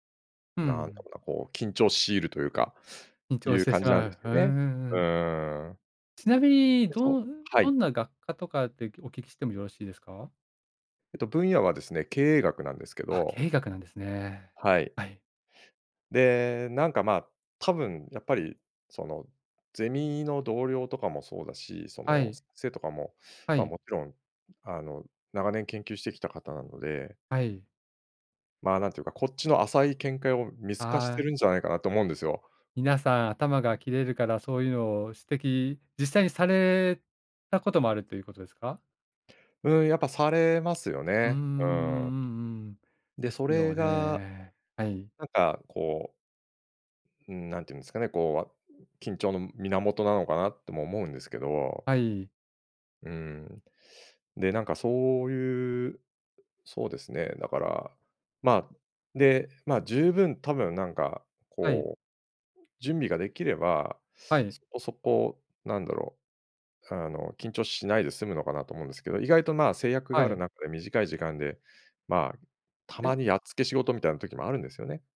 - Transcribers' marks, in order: unintelligible speech; tapping; other background noise
- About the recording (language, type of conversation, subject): Japanese, advice, 会議や発表で自信を持って自分の意見を表現できないことを改善するにはどうすればよいですか？